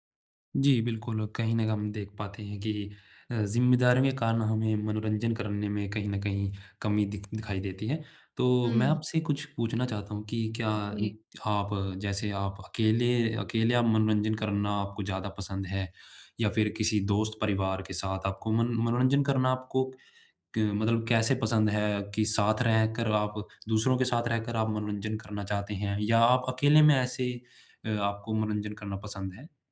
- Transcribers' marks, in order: none
- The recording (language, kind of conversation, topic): Hindi, advice, मैं अपनी रोज़मर्रा की ज़िंदगी में मनोरंजन के लिए समय कैसे निकालूँ?